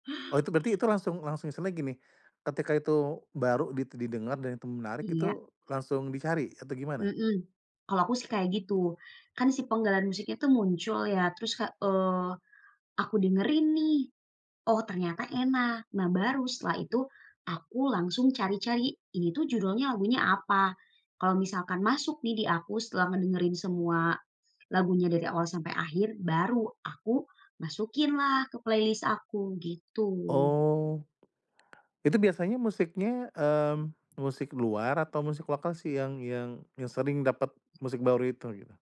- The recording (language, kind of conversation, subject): Indonesian, podcast, Bagaimana kamu biasanya menemukan musik baru?
- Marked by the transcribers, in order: in English: "playlist"; tapping; other background noise